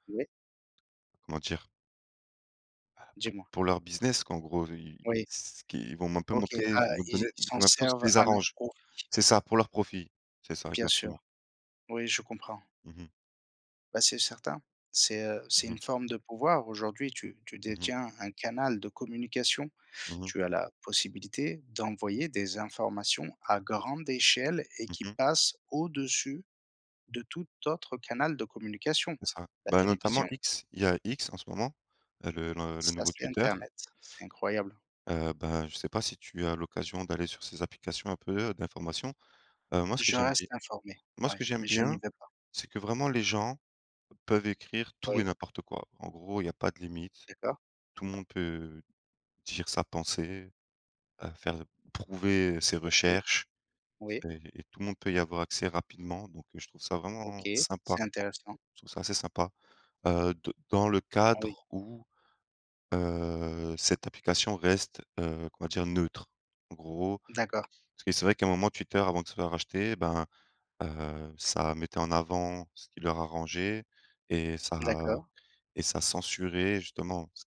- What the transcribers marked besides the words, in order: none
- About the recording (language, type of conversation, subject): French, unstructured, Quel rôle les médias jouent-ils dans la formation de notre opinion ?